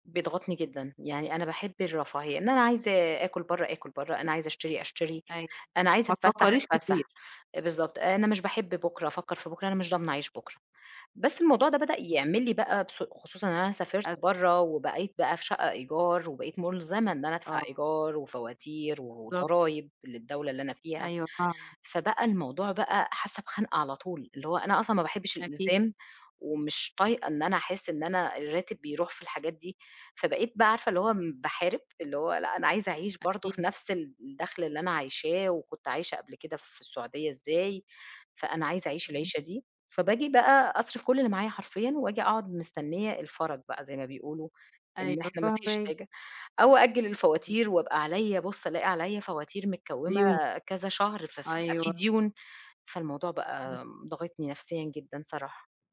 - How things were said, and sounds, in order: unintelligible speech; tapping
- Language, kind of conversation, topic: Arabic, advice, إزاي كانت تجربتك لما مصاريفك كانت أكتر من دخلك؟